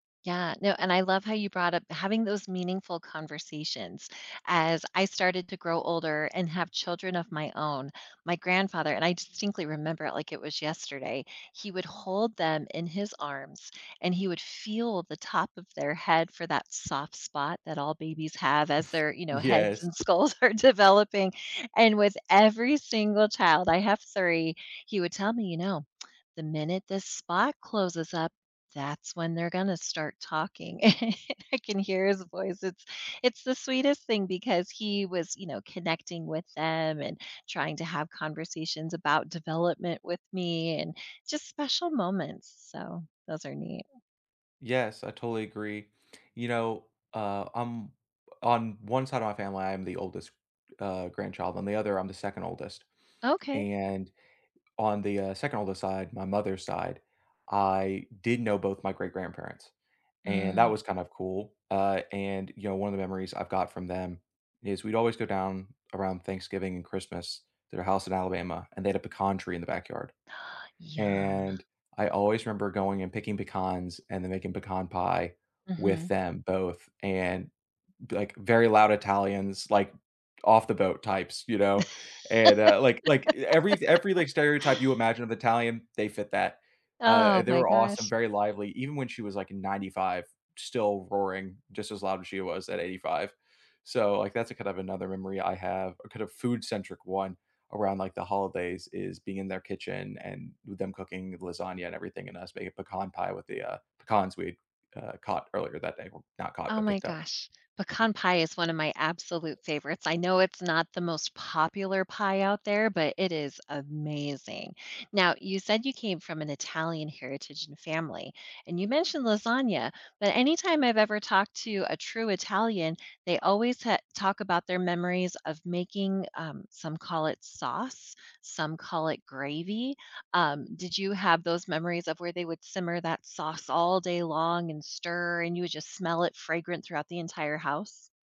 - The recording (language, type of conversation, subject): English, unstructured, What is a memory that always makes you think of someone you’ve lost?
- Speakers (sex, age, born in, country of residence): female, 45-49, United States, United States; male, 30-34, United States, United States
- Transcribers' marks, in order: chuckle; laughing while speaking: "skulls are"; laughing while speaking: "and"; other background noise; gasp; laugh